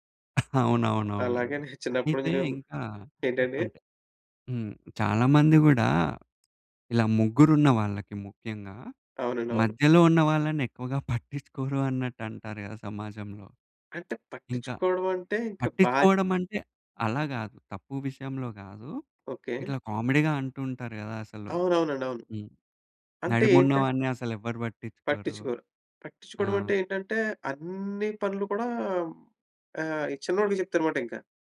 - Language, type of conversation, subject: Telugu, podcast, కుటుంబ నిరీక్షణలు మీ నిర్ణయాలపై ఎలా ప్రభావం చూపించాయి?
- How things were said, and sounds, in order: cough; other background noise; other noise; laughing while speaking: "పట్టిచ్చుకోరు"; lip smack; stressed: "అన్ని"